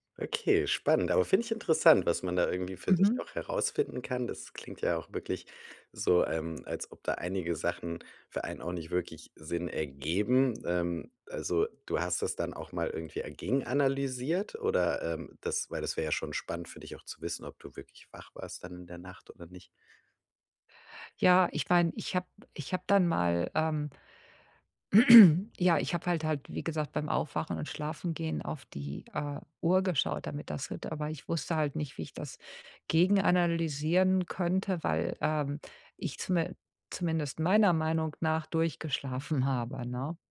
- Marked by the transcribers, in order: throat clearing; unintelligible speech
- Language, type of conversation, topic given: German, advice, Wie kann ich Tracking-Routinen starten und beibehalten, ohne mich zu überfordern?